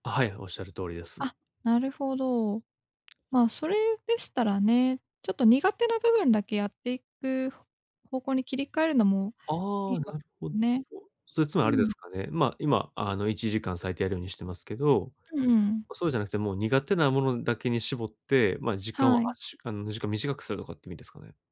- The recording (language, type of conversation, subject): Japanese, advice, 気分に左右されずに習慣を続けるにはどうすればよいですか？
- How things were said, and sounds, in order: none